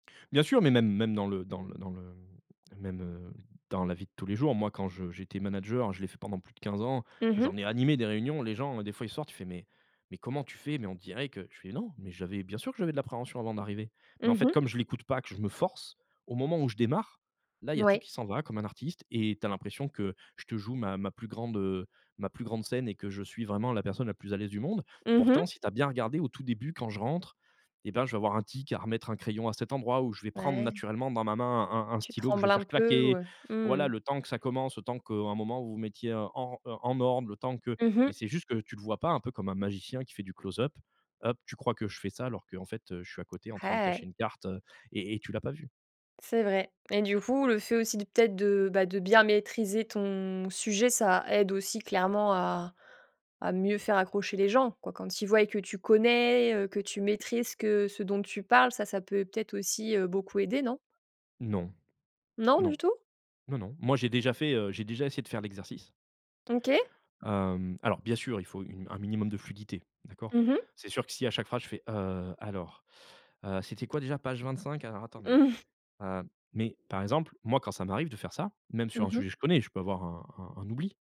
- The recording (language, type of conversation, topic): French, podcast, Comment débutes-tu un récit pour capter l’attention dès les premières secondes ?
- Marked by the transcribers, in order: put-on voice: "Hey"; stressed: "connais"; put-on voice: "Heu, alors, heu, c'était quoi déjà page vingt-cinq, alors attendez. Heu"